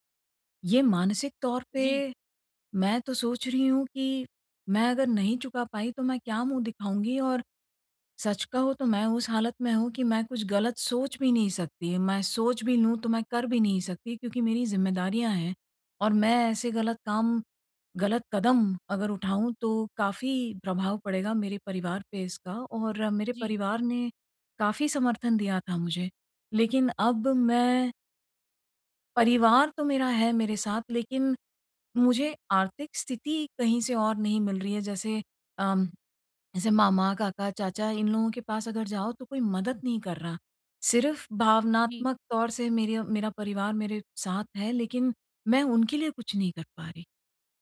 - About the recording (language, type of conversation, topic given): Hindi, advice, नुकसान के बाद मैं अपना आत्मविश्वास फिर से कैसे पा सकता/सकती हूँ?
- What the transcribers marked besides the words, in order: tapping